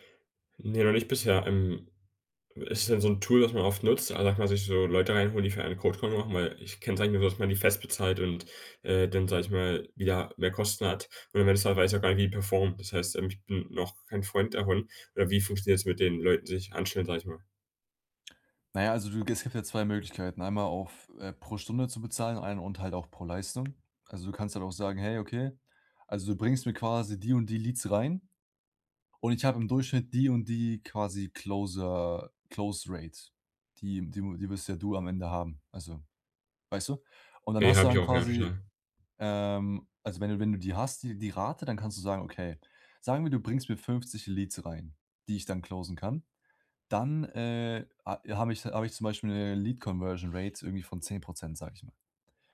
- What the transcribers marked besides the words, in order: in English: "Cold Call"; other background noise; in English: "Closer Close Rate"; tapping; in English: "closen"; in English: "Lead-Conversion-Rate"
- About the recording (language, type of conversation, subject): German, advice, Wie kann ich Motivation und Erholung nutzen, um ein Trainingsplateau zu überwinden?
- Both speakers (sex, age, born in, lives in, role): male, 18-19, Germany, Germany, user; male, 20-24, Germany, Germany, advisor